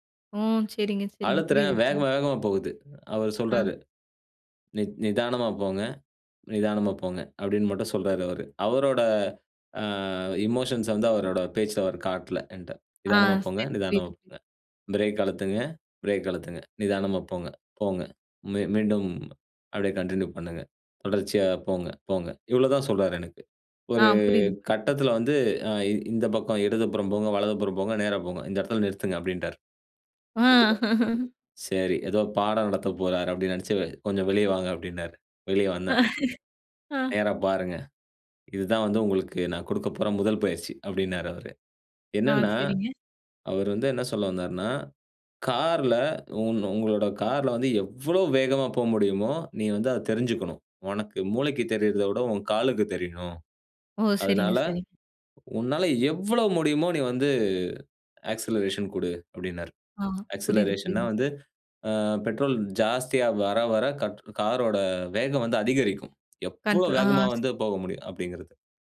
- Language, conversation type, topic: Tamil, podcast, பயத்தை சாதனையாக மாற்றிய அனுபவம் உண்டா?
- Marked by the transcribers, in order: other background noise; in English: "எமோஷன்ஸ்"; in English: "கன்டின்யூ"; drawn out: "ஒரு"; other noise; laughing while speaking: "அ"; chuckle; in English: "ஆக்சிலரேஷன்"; in English: "ஆக்சிலரேஷன்"; in English: "கண்ட்ரோல்"